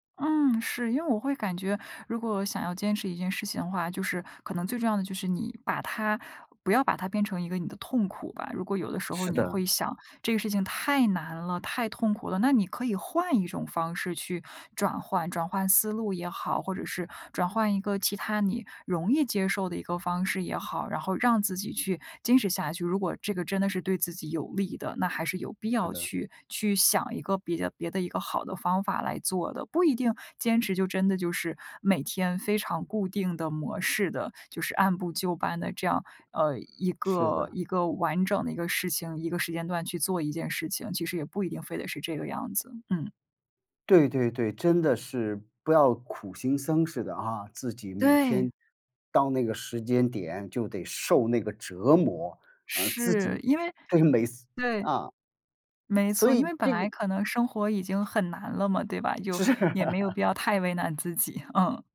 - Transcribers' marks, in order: other background noise; tapping; laughing while speaking: "是"; chuckle
- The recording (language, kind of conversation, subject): Chinese, podcast, 你觉得让你坚持下去的最大动力是什么？